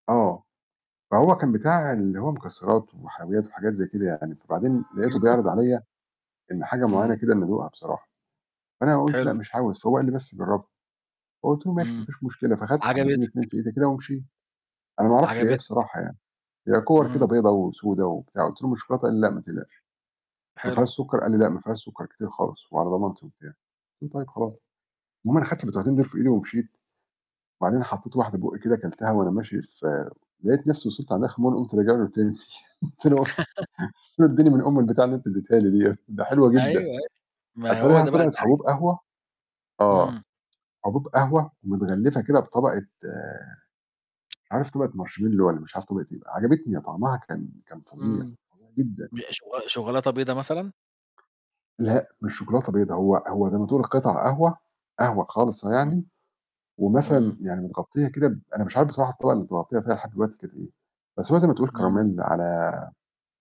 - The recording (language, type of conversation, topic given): Arabic, unstructured, هل إعلانات التلفزيون بتستخدم خداع عشان تجذب المشاهدين؟
- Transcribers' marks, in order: tapping; horn; unintelligible speech; laugh; chuckle; laughing while speaking: "قلت له"; distorted speech; in English: "marshmallow"